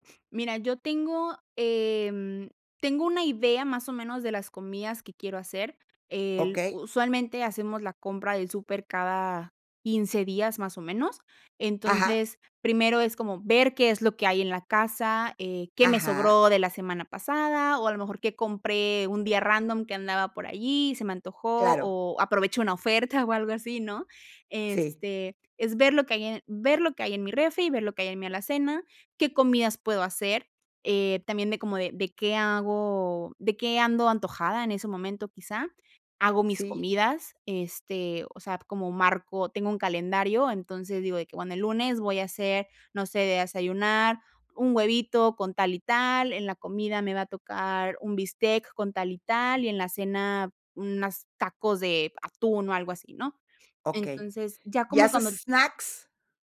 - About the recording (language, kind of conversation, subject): Spanish, podcast, ¿Cómo te organizas para comer más sano cada semana?
- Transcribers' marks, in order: other background noise